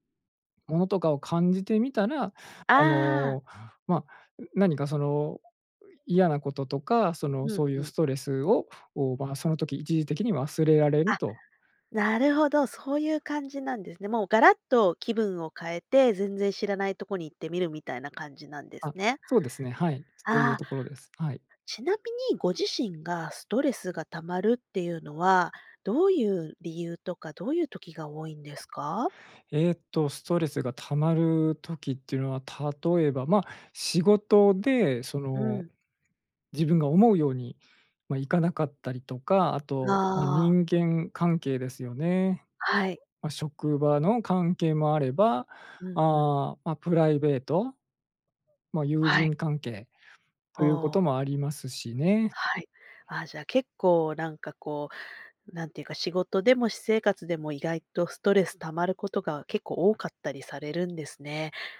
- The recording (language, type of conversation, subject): Japanese, podcast, ストレスがたまったとき、普段はどのように対処していますか？
- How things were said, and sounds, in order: other noise